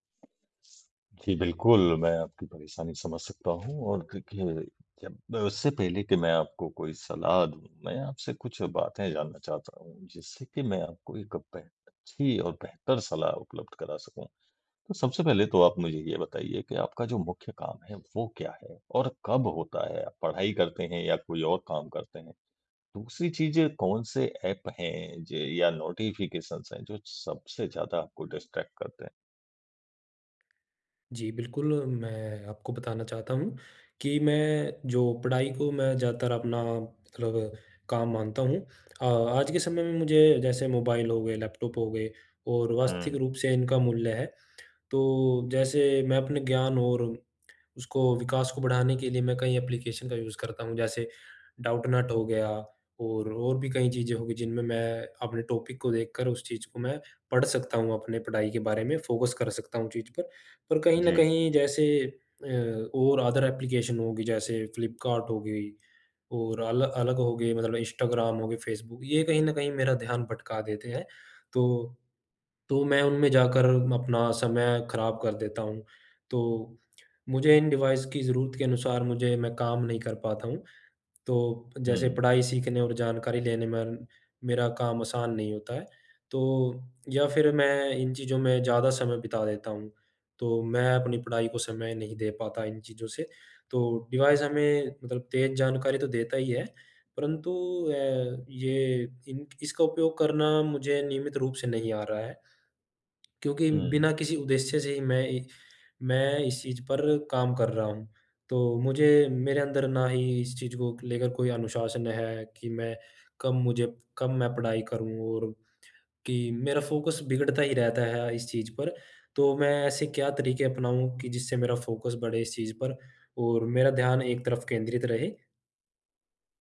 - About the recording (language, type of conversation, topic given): Hindi, advice, फोकस बढ़ाने के लिए मैं अपने फोन और नोटिफिकेशन पर सीमाएँ कैसे लगा सकता/सकती हूँ?
- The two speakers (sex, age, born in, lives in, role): male, 35-39, India, India, advisor; male, 45-49, India, India, user
- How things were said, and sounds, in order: tapping; in English: "नोटिफिकेशन्स"; in English: "डिस्ट्रैक्ट"; in English: "एप्लिकेशन"; in English: "यूज़"; in English: "टॉपिक"; in English: "फ़ोकस"; in English: "अदर एप्लिकेशन"; in English: "डिवाइस"; in English: "डिवाइस"; in English: "फ़ोकस"; in English: "फ़ोकस"